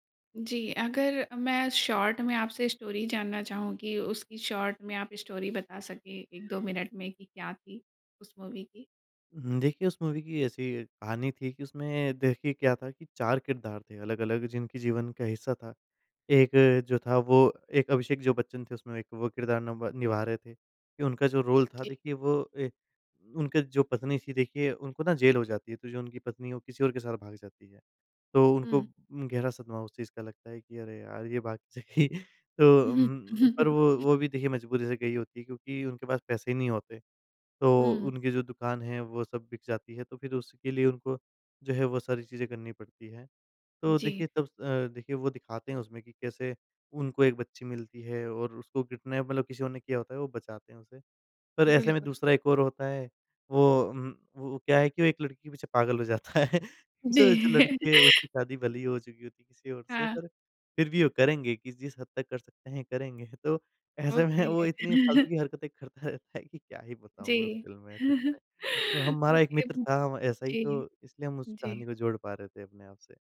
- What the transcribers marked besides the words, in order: laughing while speaking: "जाएगी"; chuckle; laughing while speaking: "जाता है"; laugh; laughing while speaking: "ऐसे में"; chuckle; laughing while speaking: "करता रहता है"; chuckle
- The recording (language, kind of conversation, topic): Hindi, podcast, किस तरह की फिल्मी शुरुआत आपको पहली ही मिनटों में अपनी ओर खींच लेती है?